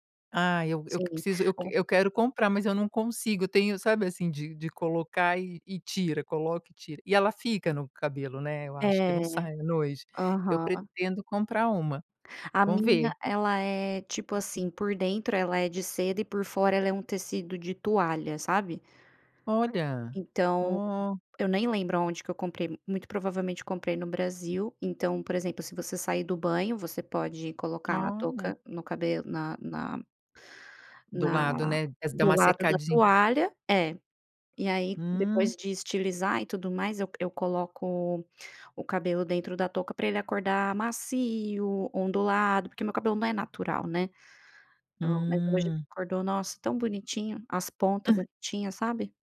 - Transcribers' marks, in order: tapping; other noise
- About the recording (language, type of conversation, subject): Portuguese, podcast, Como você descreveria seu estilo pessoal?